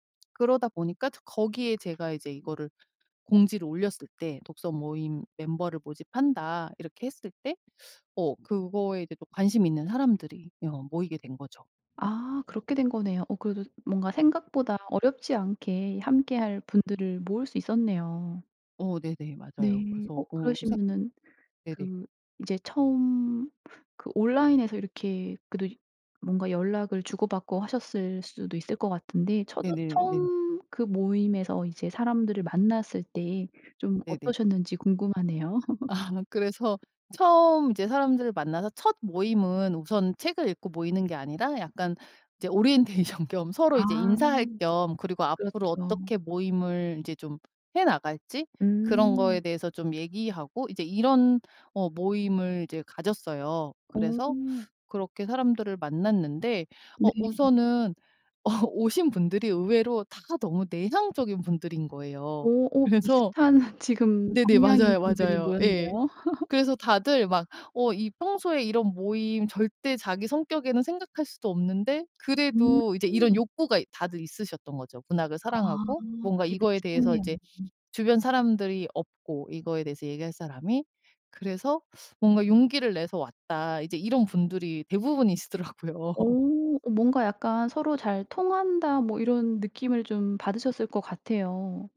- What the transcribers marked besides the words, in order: other background noise; teeth sucking; laugh; laughing while speaking: "아"; tapping; laughing while speaking: "오리엔테이션"; laughing while speaking: "어"; laughing while speaking: "비슷한"; laugh; teeth sucking; laughing while speaking: "대부분이시더라고요"; laugh
- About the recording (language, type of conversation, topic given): Korean, podcast, 취미를 통해 새로 만난 사람과의 이야기가 있나요?